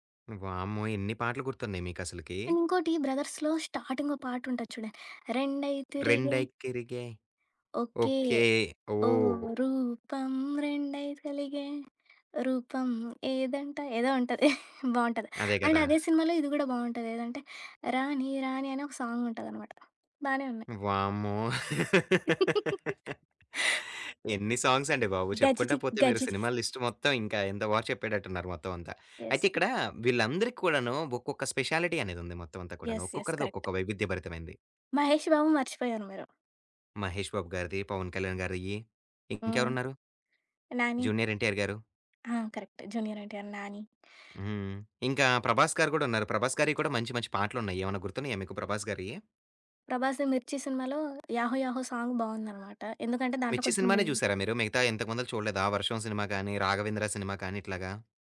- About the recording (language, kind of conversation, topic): Telugu, podcast, పాత జ్ఞాపకాలు గుర్తుకొచ్చేలా మీరు ప్లేలిస్ట్‌కి ఏ పాటలను జోడిస్తారు?
- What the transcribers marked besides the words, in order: in English: "అండ్"; in English: "స్టార్టింగ్"; singing: "రెండై తిరిగే"; singing: "రెండైకిరిగే ఒకే ఓహ్!"; singing: "ఒకే ఓ, రూపం రెండై కలిగే రూపం ఏదంట"; in English: "అండ్"; singing: "రాణి రాణి"; in English: "సాంగ్"; laugh; in English: "సాంగ్స్"; laugh; in English: "లిస్ట్"; in English: "యెస్"; in English: "స్పెషాలిటీ"; in English: "యెస్. యెస్. కరెక్ట్"; in English: "కరెక్ట్"; in English: "సాంగ్"